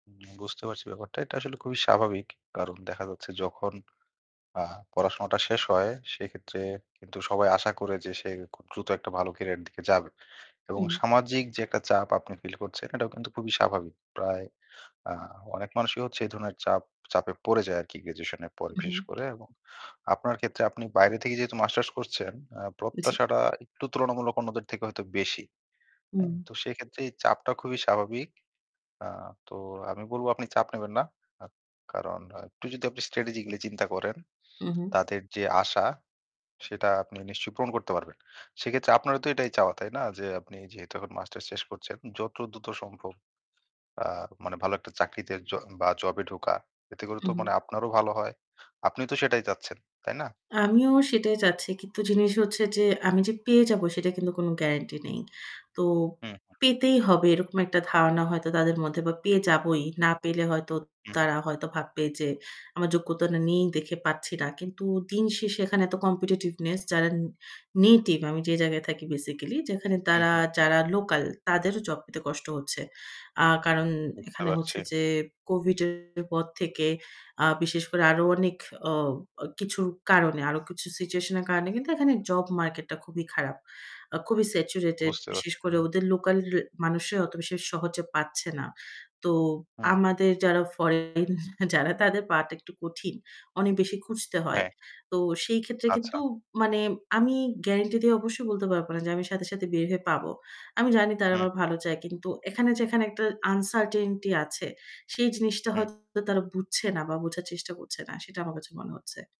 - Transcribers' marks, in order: mechanical hum; static; in English: "strategy"; in English: "competitiveness"; in English: "native"; distorted speech; other background noise; in English: "saturated"; in English: "uncertainty"
- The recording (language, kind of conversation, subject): Bengali, advice, ক্যারিয়ার বা পড়াশোনায় দ্রুত সফল হতে আপনার ওপর কী ধরনের সামাজিক চাপ আসে?